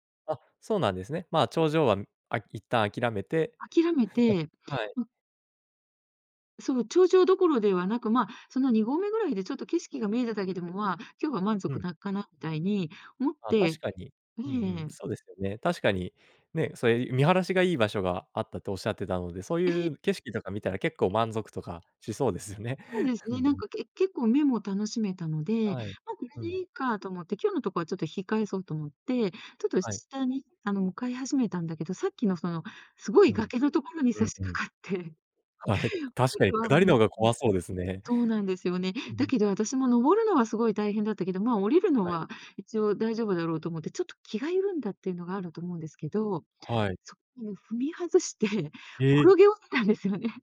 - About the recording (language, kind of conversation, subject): Japanese, podcast, 直感で判断して失敗した経験はありますか？
- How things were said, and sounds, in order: none